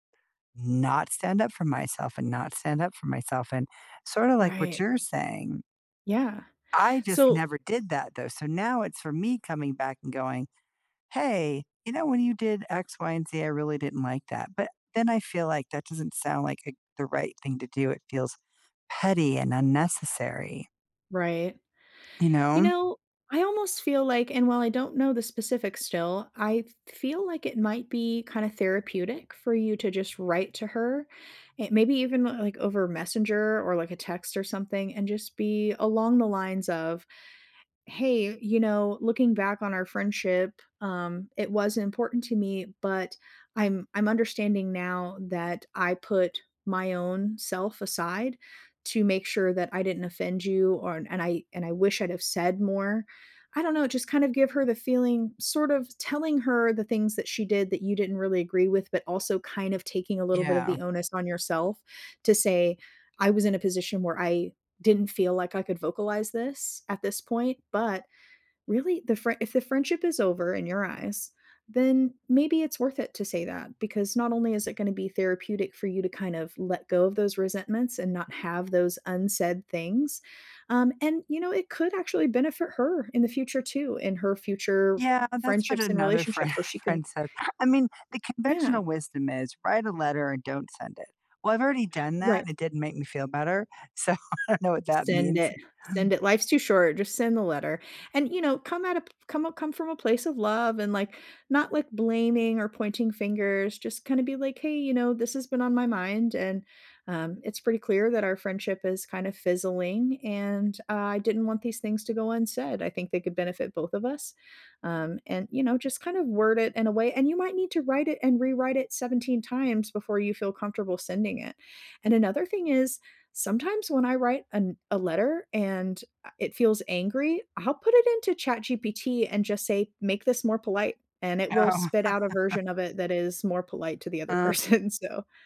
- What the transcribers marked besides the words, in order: laughing while speaking: "friend"; tapping; laughing while speaking: "So"; laughing while speaking: "Oh"; laugh; laughing while speaking: "person"
- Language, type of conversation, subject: English, unstructured, Which voice in my head should I trust for a tough decision?
- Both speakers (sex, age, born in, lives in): female, 35-39, United States, United States; female, 55-59, United States, United States